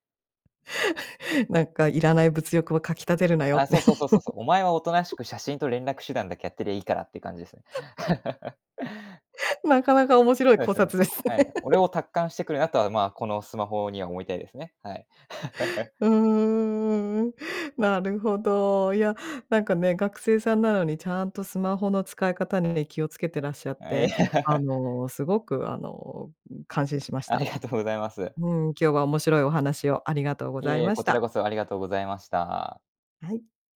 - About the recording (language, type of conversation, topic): Japanese, podcast, 毎日のスマホの使い方で、特に気をつけていることは何ですか？
- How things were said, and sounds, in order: chuckle; chuckle; tapping; chuckle; laugh; laughing while speaking: "考察ですね"; laugh; chuckle; other background noise; laughing while speaking: "あ、いや"; laugh